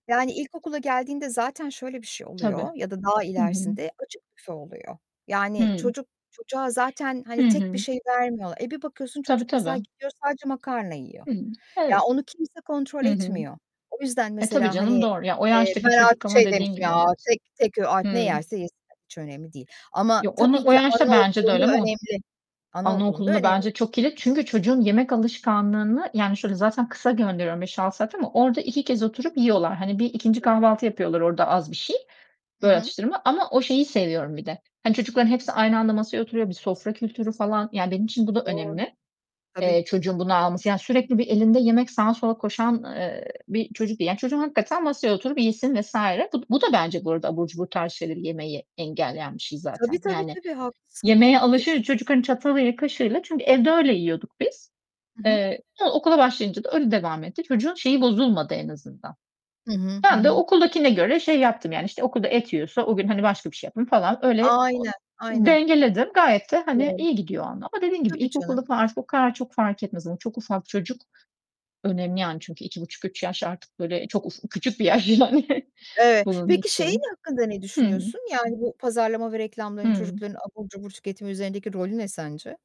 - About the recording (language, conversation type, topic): Turkish, unstructured, Çocuklara abur cubur vermek ailelerin sorumluluğu mu?
- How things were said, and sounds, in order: static; distorted speech; other background noise; laughing while speaking: "yani"